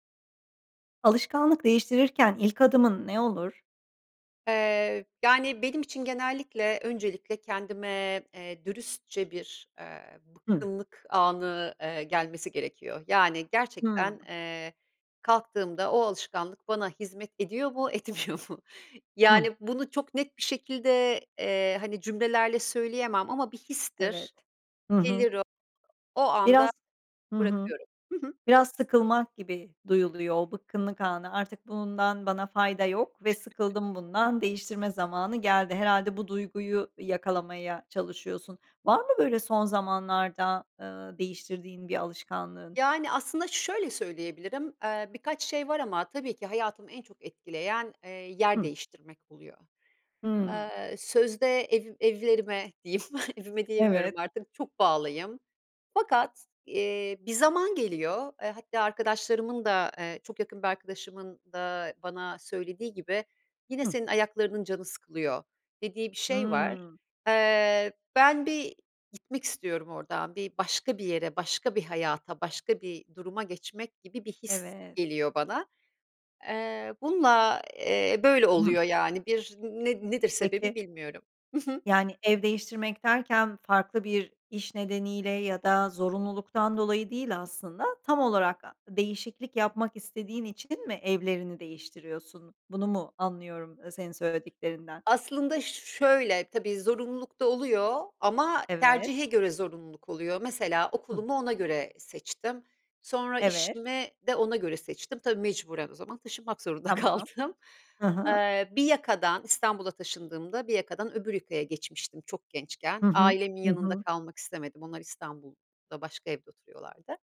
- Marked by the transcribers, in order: other background noise; laughing while speaking: "etmiyor mu?"; unintelligible speech; tapping; chuckle; laughing while speaking: "kaldım"
- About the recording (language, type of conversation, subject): Turkish, podcast, Alışkanlık değiştirirken ilk adımın ne olur?
- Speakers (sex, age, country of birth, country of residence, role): female, 45-49, Turkey, Netherlands, host; female, 50-54, Turkey, Italy, guest